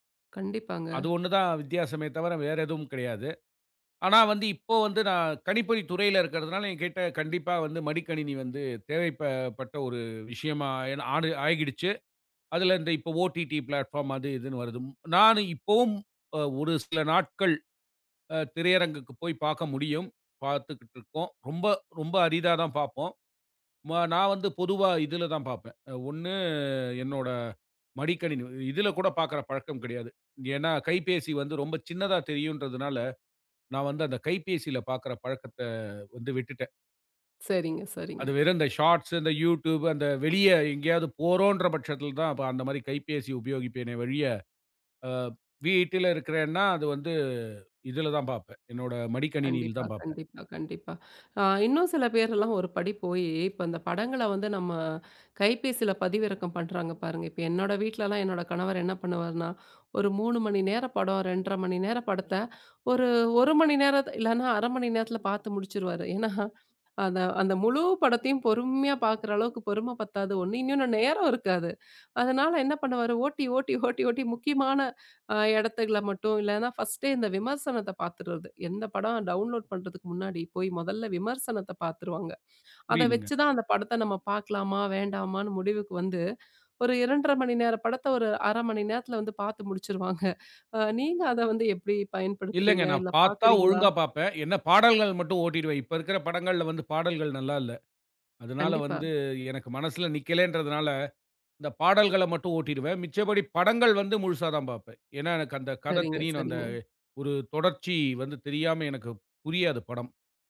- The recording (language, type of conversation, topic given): Tamil, podcast, சின்ன வீடியோக்களா, பெரிய படங்களா—நீங்கள் எதை அதிகம் விரும்புகிறீர்கள்?
- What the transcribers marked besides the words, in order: in English: "பில்டபார்ம்"; other noise; drawn out: "ஒண்ணு"; in English: "ஷார்ட்ஸ்"; laughing while speaking: "ஏன்னா"; laughing while speaking: "என்ன பண்ணுவாரு, ஓட்டி, ஓட்டி, ஓட்டி, ஓட்டி முக்கியமான ஆ இடத்துல மட்டும்"; in English: "ப்ர்ஸ்ட்டே"; in English: "டவுண்லோட்"; laughing while speaking: "வந்து பார்த்து முடிச்சிடுவாங்க"